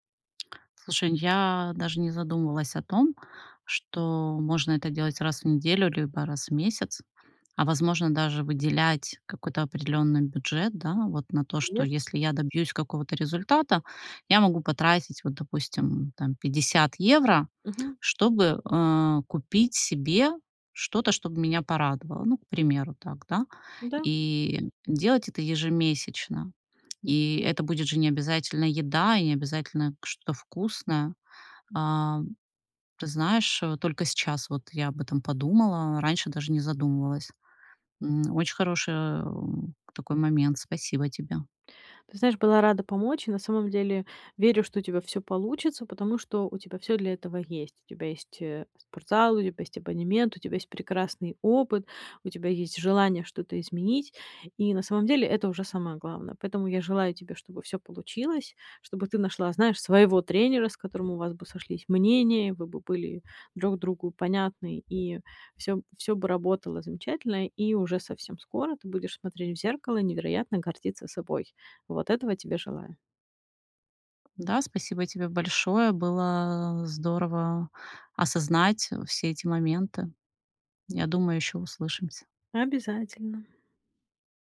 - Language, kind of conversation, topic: Russian, advice, Почему мне трудно регулярно мотивировать себя без тренера или группы?
- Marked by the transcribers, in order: other background noise; tapping